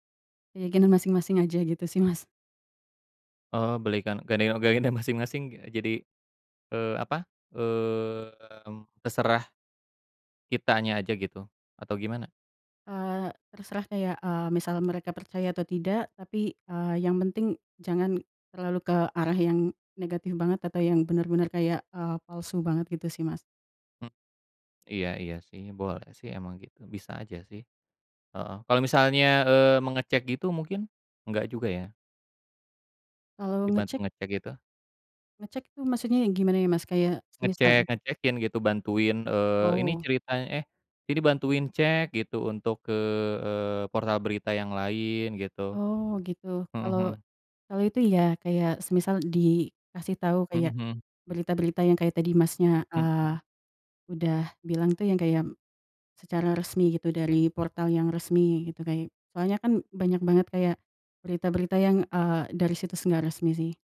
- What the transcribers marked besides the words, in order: laughing while speaking: "gayanya"; tapping; other background noise
- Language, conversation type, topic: Indonesian, unstructured, Bagaimana menurutmu media sosial memengaruhi berita saat ini?